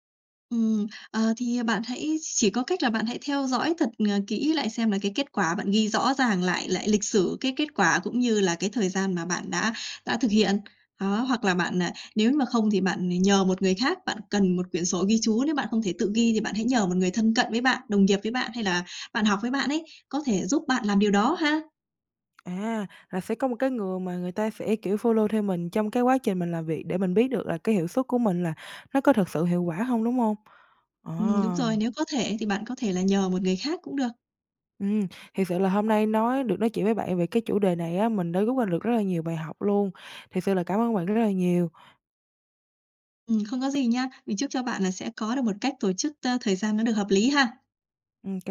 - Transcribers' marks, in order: tapping; in English: "follow"; other background noise
- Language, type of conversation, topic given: Vietnamese, advice, Làm thế nào để ước lượng thời gian làm nhiệm vụ chính xác hơn và tránh bị trễ?